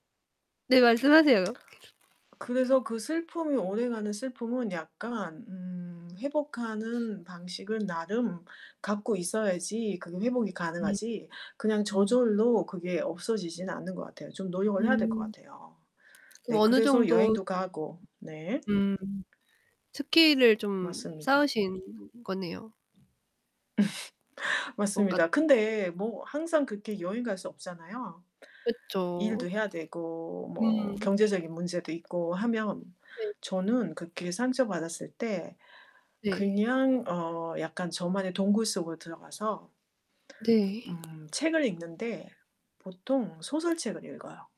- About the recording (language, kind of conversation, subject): Korean, podcast, 관계에서 상처를 받았을 때는 어떻게 회복하시나요?
- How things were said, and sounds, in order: static; lip smack; background speech; other background noise; distorted speech; laugh; mechanical hum; tapping